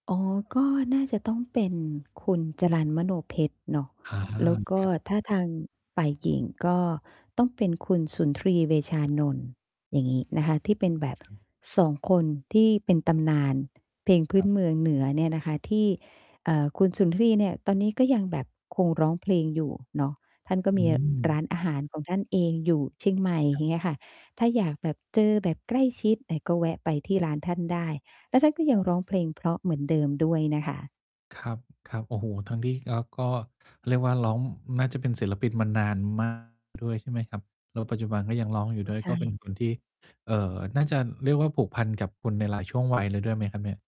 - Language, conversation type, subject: Thai, podcast, มีเพลงไหนบ้างที่พอฟังแล้วทำให้นึกถึงบ้านหรือวัยเด็ก?
- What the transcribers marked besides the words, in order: distorted speech; "ยหญิง" said as "ไป่กิ่ง"; tapping; mechanical hum; "อ่า" said as "ไอ่"; "ร้อง" said as "ร้อม"